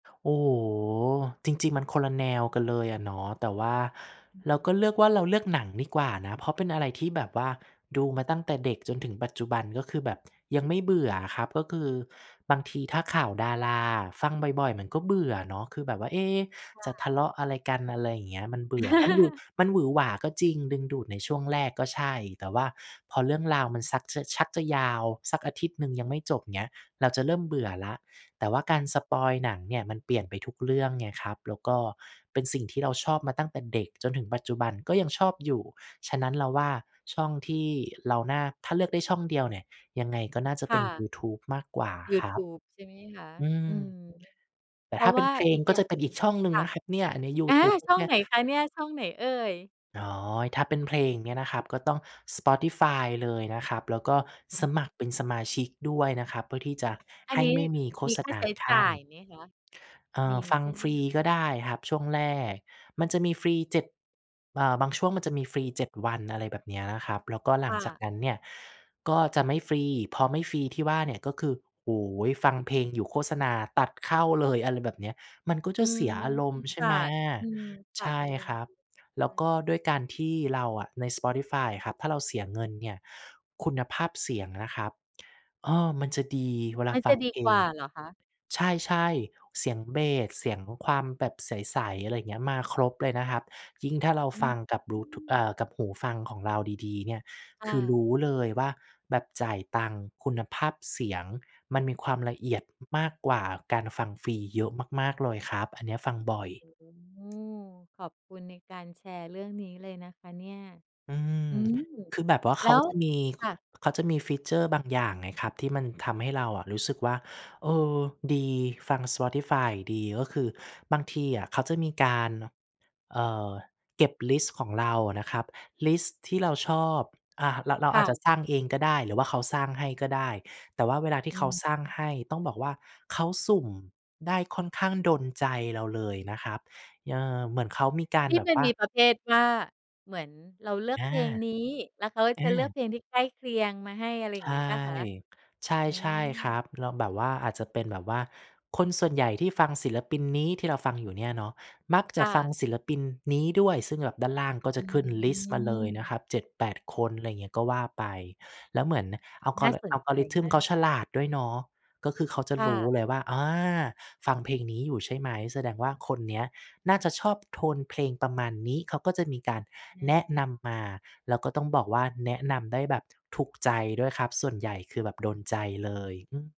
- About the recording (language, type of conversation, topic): Thai, podcast, แพลตฟอร์มไหนมีอิทธิพลมากที่สุดต่อรสนิยมด้านความบันเทิงของคนไทยในตอนนี้ และเพราะอะไร?
- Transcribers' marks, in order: tapping; chuckle; other background noise; other noise; drawn out: "โอ้โฮ"; in English: "ฟีเชอร์"